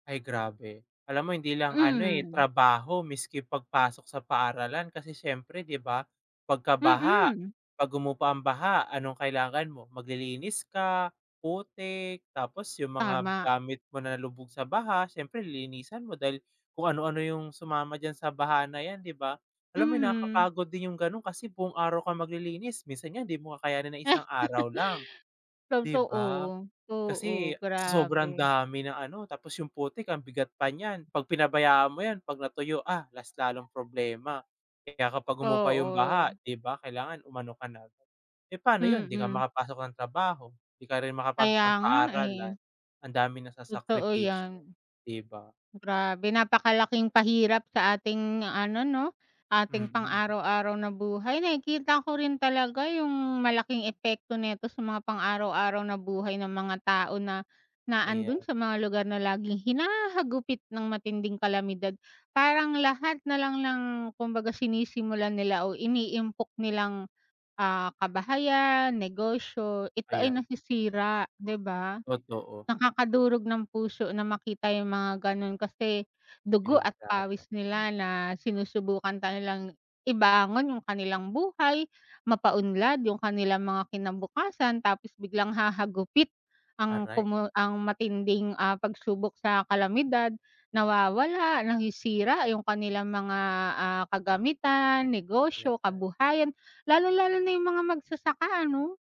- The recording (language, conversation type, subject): Filipino, unstructured, Ano ang naramdaman mo sa mga balita tungkol sa mga kalamidad ngayong taon?
- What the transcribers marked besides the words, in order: other background noise; other noise; laugh; dog barking; stressed: "dugo"